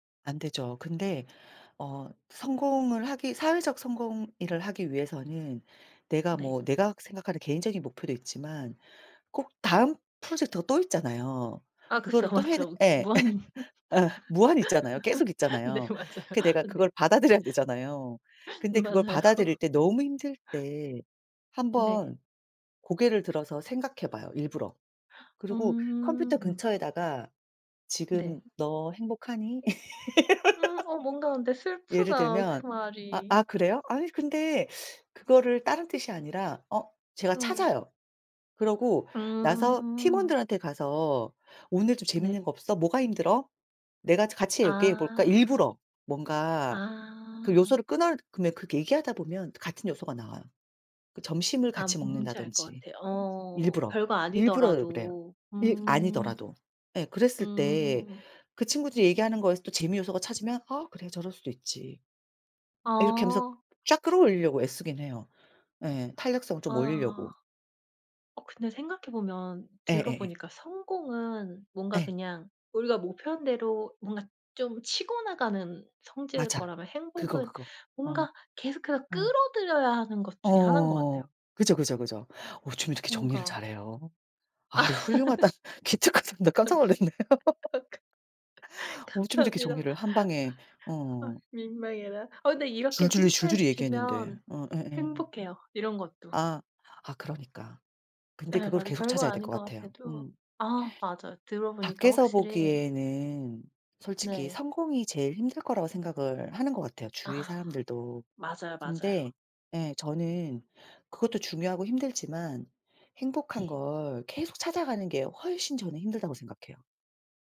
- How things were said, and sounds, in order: laughing while speaking: "아 그쵸. 맞죠. 그 무한"; laugh; laughing while speaking: "맞아요"; laugh; other background noise; tapping; laugh; laughing while speaking: "감사 어 가 감사합니다. 아 민망해라"; laugh
- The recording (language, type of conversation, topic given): Korean, unstructured, 성공과 행복 중 어느 것이 더 중요하다고 생각하시나요?